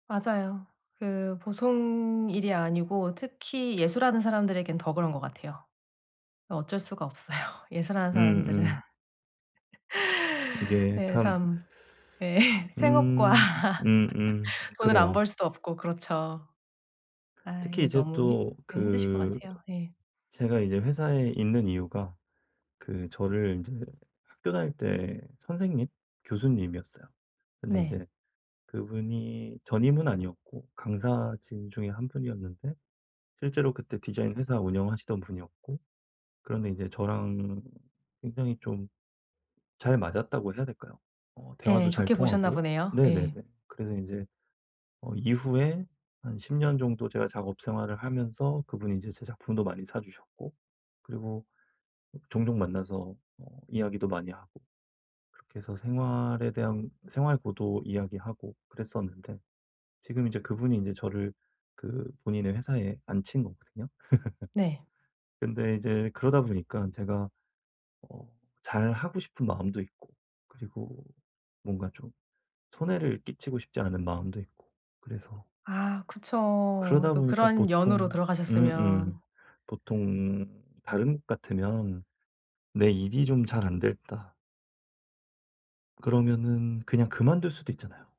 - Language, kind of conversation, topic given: Korean, advice, 지루함을 느낄 때 집중력을 높이려면 어떻게 해야 하나요?
- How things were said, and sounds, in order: laughing while speaking: "없어요"; laugh; teeth sucking; laugh; other background noise; laugh